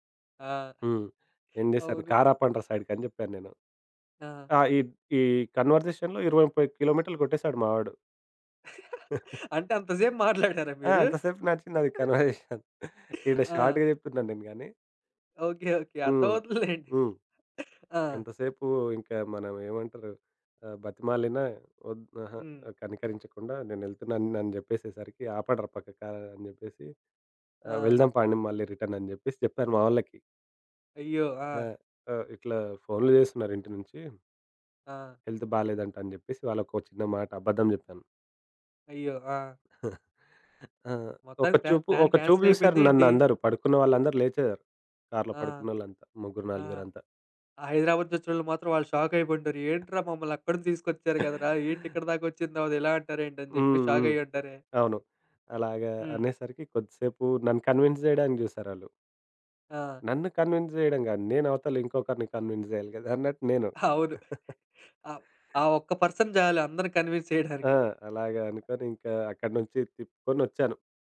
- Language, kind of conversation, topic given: Telugu, podcast, మీ ప్రణాళిక విఫలమైన తర్వాత మీరు కొత్త మార్గాన్ని ఎలా ఎంచుకున్నారు?
- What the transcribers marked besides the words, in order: in English: "సైడ్‌కి"; in English: "కన్వర్జేషన్‌లో"; laughing while speaking: "అంటే అంతసేపు మాట్లాడారా"; chuckle; other background noise; laughing while speaking: "కన్వర్జేషన్"; in English: "కన్వర్జేషన్"; in English: "షార్ట్‌గా"; laughing while speaking: "ఓకే. ఓకే. అర్థమవుతుందిలెండి"; in English: "రిటర్న్"; in English: "హెల్త్"; chuckle; in English: "ప్లా ప్లాన్ కాన్సెల్"; in English: "షాక్"; in English: "షాక్"; in English: "కన్విన్స్"; in English: "కన్విన్స్"; in English: "కన్విన్స్"; laughing while speaking: "అవును"; chuckle; in English: "పర్సన్"; in English: "కన్విన్స్"; laughing while speaking: "చేయడానికి"